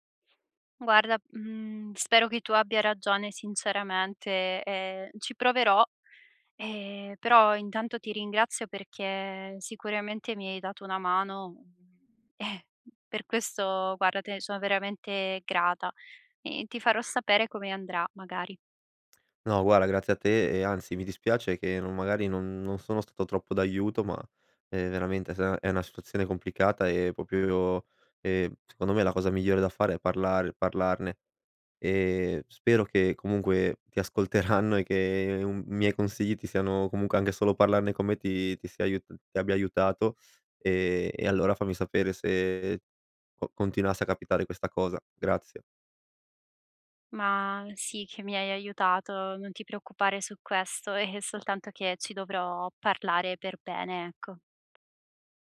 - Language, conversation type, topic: Italian, advice, Come posso concentrarmi se in casa c’è troppo rumore?
- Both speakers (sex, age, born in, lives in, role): female, 25-29, Italy, Italy, user; male, 25-29, Italy, Italy, advisor
- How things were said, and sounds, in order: "proprio" said as "propio"; laughing while speaking: "ascolteranno"; laughing while speaking: "è"